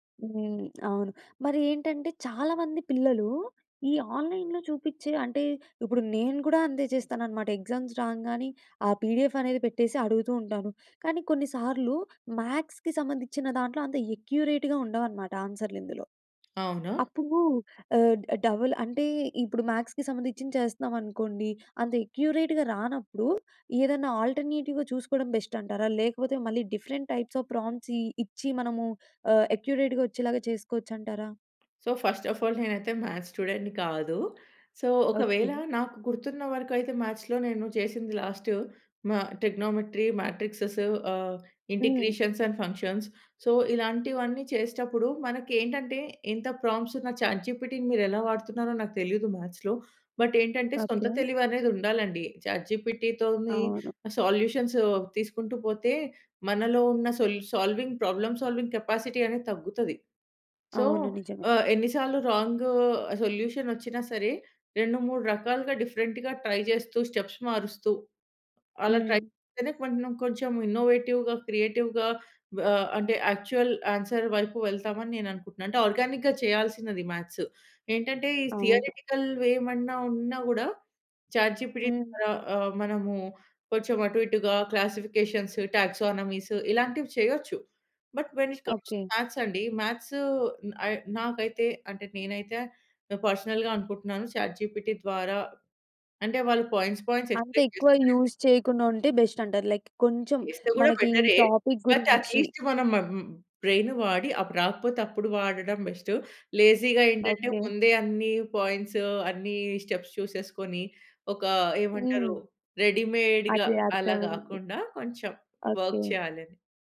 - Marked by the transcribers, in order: in English: "ఆన్‌లైన్‌లో"; in English: "ఎగ్జామ్స్"; in English: "పిడిఎఫ్"; in English: "మ్యాథ్స్‌కి"; in English: "అక్యురేట్‌గా"; tapping; in English: "డబుల్"; in English: "మ్యాథ్స్‌కి"; in English: "అక్యురేట్‌గా"; in English: "ఆల్టర్నేటివ్‌గా"; in English: "బెస్ట్"; in English: "డిఫరెంట్ టైప్స్ ఆఫ్ ప్రాంప్ట్స్"; in English: "అక్యురేట్‌గా"; in English: "సో, ఫస్ట్ ఆఫ్ ఆల్"; in English: "మ్యాథ్స్ స్టూడెంట్‌ని"; in English: "సో"; in English: "మ్యాథ్స్‌లో"; in English: "ట్రిగ్నోమెంట్రీ, మాట్రిక్సేస్"; in English: "ఇంటిగ్రేషన్స్ అండ్ ఫంక్షన్స్. సో"; in English: "ప్రాంప్ట్స్"; in English: "చాట్ జీపీటీ‌ని"; in English: "మ్యాథ్స్‌లో. బట్"; in English: "చాట్ జీపీటీ"; in English: "సొల్యూషన్స్"; in English: "సోల్ సాల్వింగ్ ప్రాబ్లమ్ సాల్వింగ్ కెపాసిటీ"; in English: "సో"; in English: "రాంగ్ సొల్యూషన్"; in English: "డిఫరెంట్‌గా ట్రై"; in English: "స్టెప్స్"; in English: "ట్రై"; in English: "ఇన్నో‌వేటివ్‌గా క్రియేటివ్‌గా"; in English: "యాక్చువల్ ఆన్సర్"; in English: "ఆర్గానిక్‌గా"; in English: "మ్యాథ్స్"; in English: "థియరెటికల్"; in English: "చాట్ జీపీటీ"; in English: "క్లాసిఫికేషన్స్ టాక్సానమీస్"; in English: "బట్, వెన్ ఇట్ కమ్స్ టు మ్యాథ్స్"; in English: "మ్యాథ్స్"; in English: "పర్సనల్‌గా"; in English: "చాట్ జీపీటీ"; in English: "పాయింట్స్, పాయింట్స్ ఎక్స్‌ప్లేన్"; in English: "యూజ్"; in English: "బెస్ట్"; in English: "లైక్"; in English: "టాపిక్"; in English: "అట్లీస్ట్"; in English: "బ్రెయిన్"; in English: "లేజీ‌గా"; in English: "పాయింట్స్"; in English: "స్టెప్స్"; in English: "రెడీ‌మేడ్‌గా"; in English: "వర్క్"
- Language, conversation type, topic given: Telugu, podcast, ఆన్‌లైన్ మద్దతు దీర్ఘకాలంగా బలంగా నిలవగలదా, లేక అది తాత్కాలికమేనా?